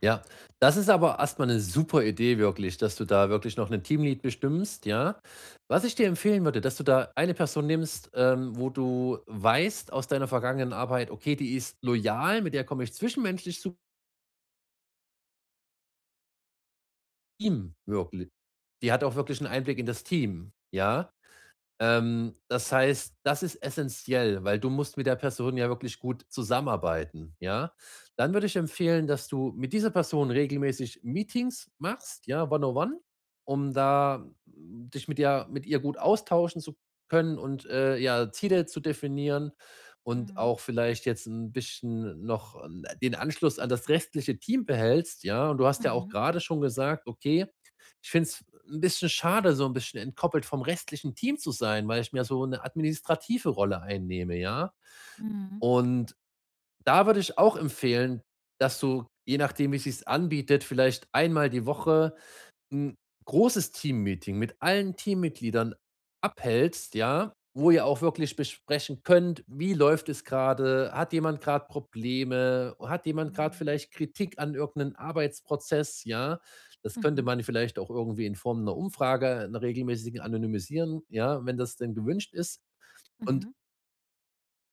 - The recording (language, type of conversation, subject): German, advice, Wie kann ich Aufgaben effektiv an andere delegieren?
- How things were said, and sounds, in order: in English: "One on one"